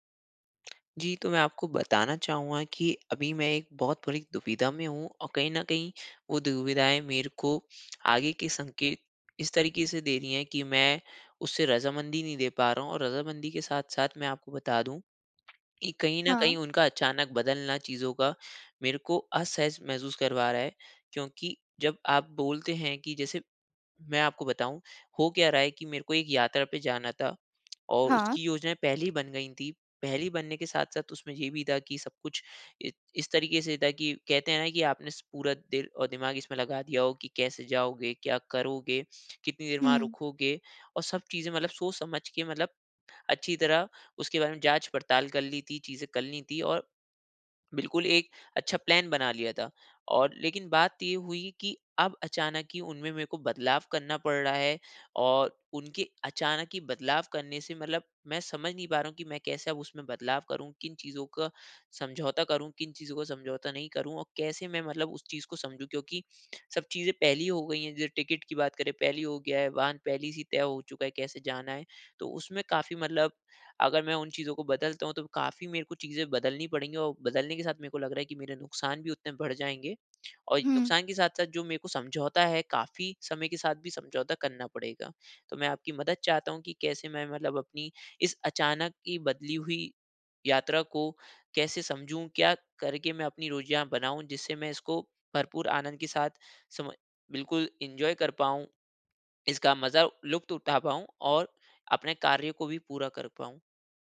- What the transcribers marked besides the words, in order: tongue click; tapping; in English: "प्लान"; lip smack; in English: "एन्जॉय"
- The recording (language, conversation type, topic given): Hindi, advice, योजना बदलना और अनिश्चितता से निपटना